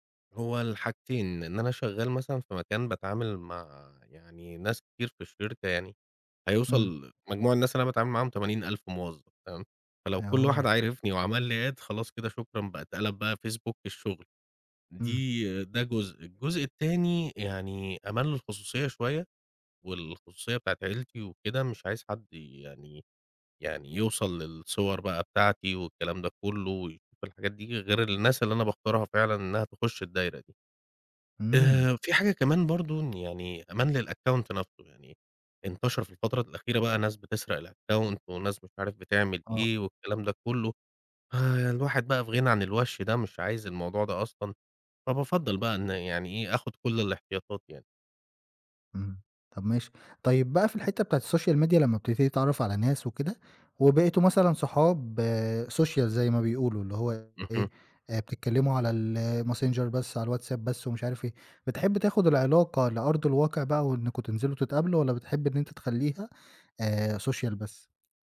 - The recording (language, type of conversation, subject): Arabic, podcast, إزاي بتنمّي علاقاتك في زمن السوشيال ميديا؟
- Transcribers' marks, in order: in English: "Add"; in English: "للAccount"; in English: "الAccount"; in English: "الSocial Media"; in English: "social"; in English: "social"